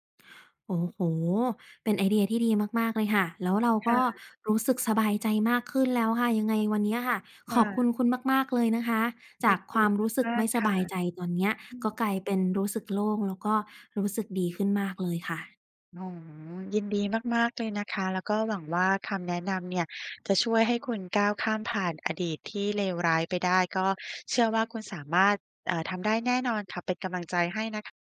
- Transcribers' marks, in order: none
- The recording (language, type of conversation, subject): Thai, advice, อยากเป็นเพื่อนกับแฟนเก่า แต่ยังทำใจไม่ได้ ควรทำอย่างไร?